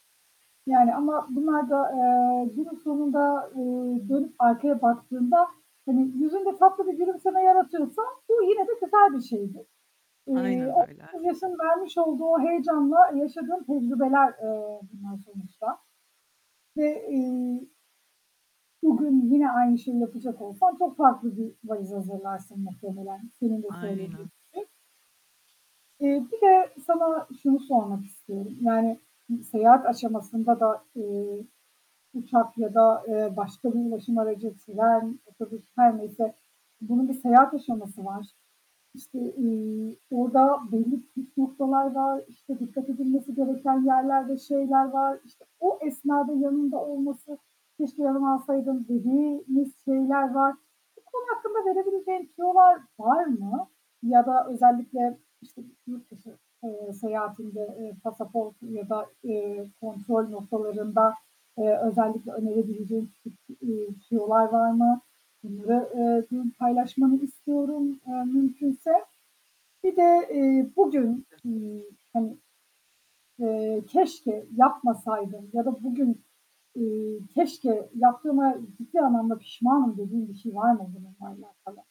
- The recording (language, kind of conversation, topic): Turkish, podcast, İlk kez yalnız seyahat ettiğinde neler öğrendin, paylaşır mısın?
- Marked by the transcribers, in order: static; tapping; unintelligible speech; distorted speech; other background noise; unintelligible speech